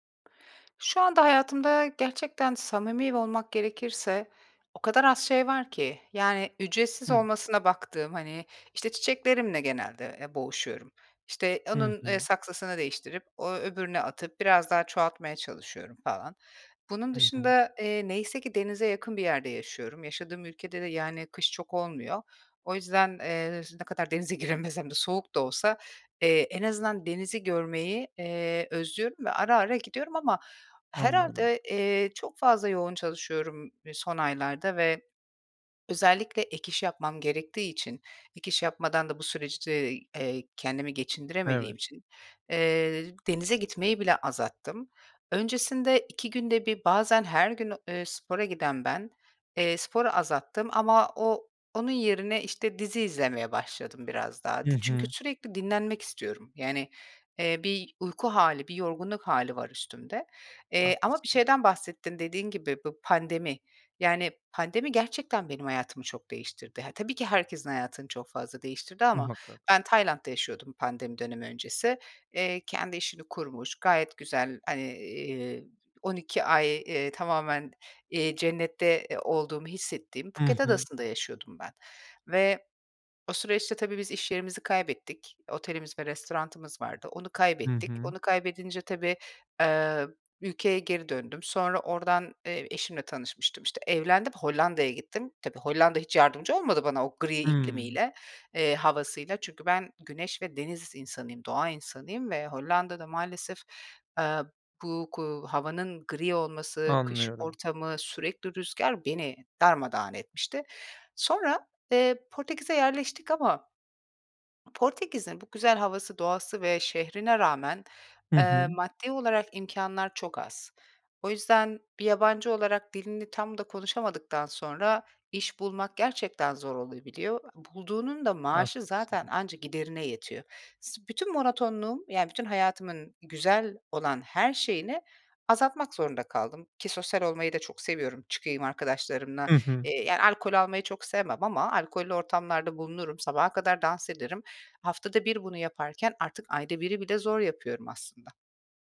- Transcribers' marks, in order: tapping; laughing while speaking: "giremesem de"; "azalttım" said as "azattım"; "azalttım" said as "azattım"; "restoranımız" said as "restorantımız"; other background noise
- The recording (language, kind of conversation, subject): Turkish, advice, Rutin hayatın monotonluğu yüzünden tutkularını kaybetmiş gibi mi hissediyorsun?